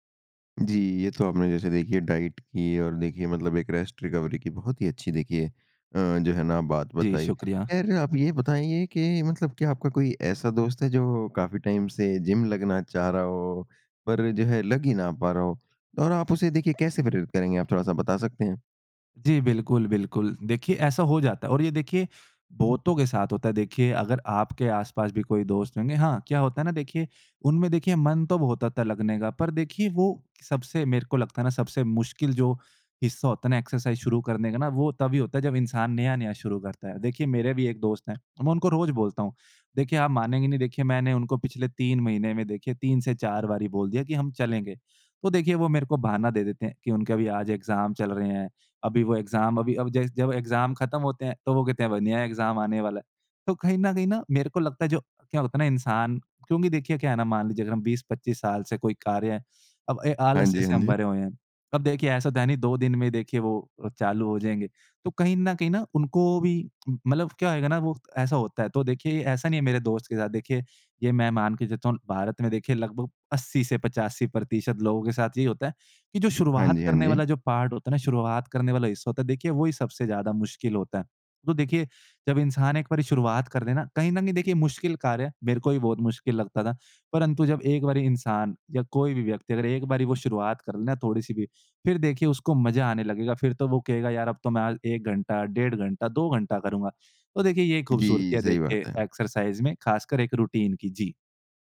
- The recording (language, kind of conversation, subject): Hindi, podcast, रोज़ाना व्यायाम को अपनी दिनचर्या में बनाए रखने का सबसे अच्छा तरीका क्या है?
- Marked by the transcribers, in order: in English: "डाइट"; in English: "रेस्ट रिकवरी"; in English: "टाइम"; in English: "एक्सरसाइज़"; in English: "एग्ज़ाम"; in English: "एग्ज़ाम"; in English: "एग्ज़ाम"; in English: "एग्ज़ाम"; tapping; in English: "पार्ट"; in English: "एक्सरसाइज़"; in English: "रूटीन"